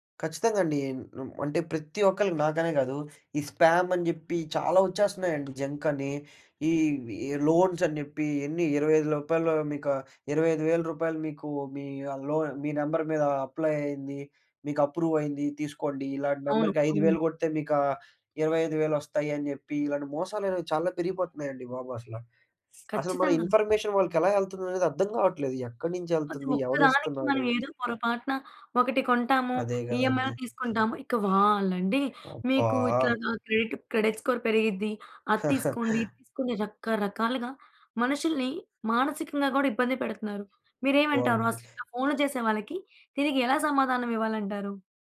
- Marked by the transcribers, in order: in English: "స్పామ్"; other background noise; in English: "జంక్"; in English: "లోన్స్"; in English: "నెంబర్"; in English: "అప్లై"; in English: "అప్రూవ్"; in English: "నెంబర్‌కి"; in English: "ఇన్ఫర్మేషన్"; in English: "ఈఎంఐలో"; in English: "క్రెడిట్ క్రెడిట్ స్కోర్"; chuckle
- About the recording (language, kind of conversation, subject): Telugu, podcast, ఆన్‌లైన్ నోటిఫికేషన్లు మీ దినచర్యను ఎలా మార్చుతాయి?